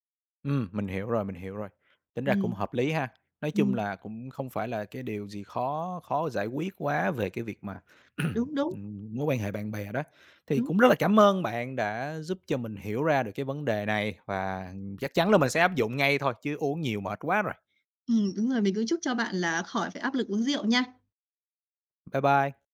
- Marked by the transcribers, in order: tapping; throat clearing
- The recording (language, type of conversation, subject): Vietnamese, advice, Tôi nên làm gì khi bị bạn bè gây áp lực uống rượu hoặc làm điều mình không muốn?